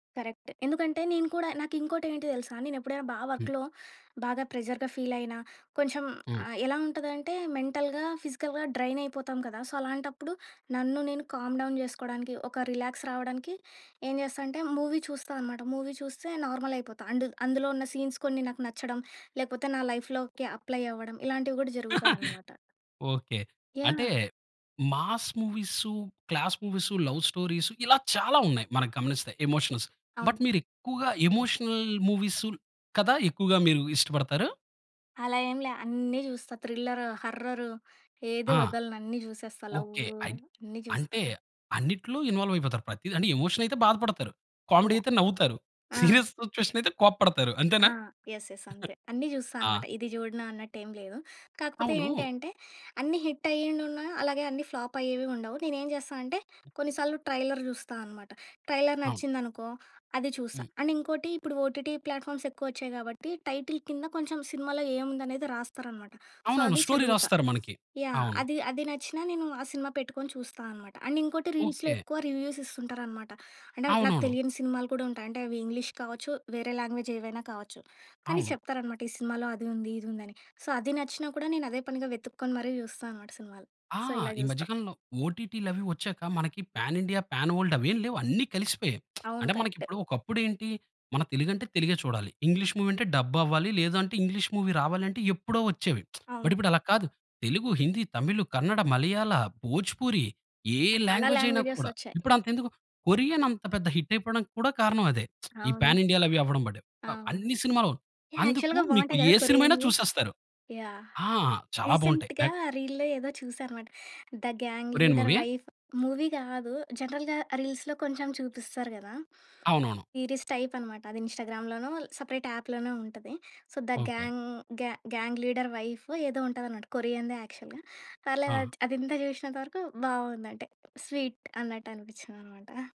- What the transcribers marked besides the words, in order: in English: "కరెక్ట్"; in English: "వర్క్‌లో"; in English: "ప్రెషర్‌గా ఫీల్"; in English: "మెంటల్‌గా, ఫిజికల్‌గా డ్రైన్"; in English: "సో"; in English: "కామ్‌డౌన్"; in English: "రిలాక్స్"; in English: "మూవీ"; in English: "మూవీ"; in English: "నార్మల్"; in English: "అండ్"; in English: "సీన్స్"; in English: "లైఫ్‌లోకి అప్లై"; chuckle; in English: "మాస్ మూవీ‌స్, క్లాస్ మూవీస్, లవ్ స్టోరీస్"; in English: "ఎమోషనల్స్. బట్"; in English: "ఎమోషనల్ మూవీస్"; unintelligible speech; tapping; in English: "ఇన్వాల్వ్"; in English: "ఎమోషన్"; in English: "కామెడీ"; in English: "సీరియస్ సిట్యుయేషన్"; in English: "యెస్. యెస్"; chuckle; in English: "హిట్"; in English: "ఫ్లాప్"; other background noise; in English: "ట్రైలర్"; in English: "ట్రైలర్"; in English: "అండ్"; in English: "ఓటీటీ ప్లాట్ఫామ్స్"; in English: "టైటిల్"; in English: "సో"; in English: "స్టోరీ"; in English: "అండ్"; in English: "రీల్స్‌లో"; in English: "రివ్యూస్"; in English: "లాంగ్వేజ్"; in English: "సో"; in English: "సో"; in English: "పాన్ ఇండియా, పాన్ వరల్డ్"; lip smack; in English: "కరెక్ట్"; in English: "మూవీ"; in English: "డబ్"; in English: "మూవీ"; lip smack; in English: "బట్"; in English: "లాంగ్వేజ్"; in English: "లాంగ్వేజె‌స్"; in English: "హిట్"; lip smack; in English: "యాక్చువల్‌గా"; in English: "రీసెంట్‌గా రీల్‌లో"; in English: "మూవీ"; in English: "జనరల్‌గా రీల్స్‌లో"; in English: "మూవీ"; in English: "సీరీస్ టైప్"; in English: "ఇన్‌స్టాగ్రామ్‌లోనో, సెపరేట్ యాప్‌లోనో"; in English: "సో"; in English: "యాక్చువల్‌గా"; in English: "స్వీట్"
- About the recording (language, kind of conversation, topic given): Telugu, podcast, మధ్యలో వదిలేసి తర్వాత మళ్లీ పట్టుకున్న అభిరుచి గురించి చెప్పగలరా?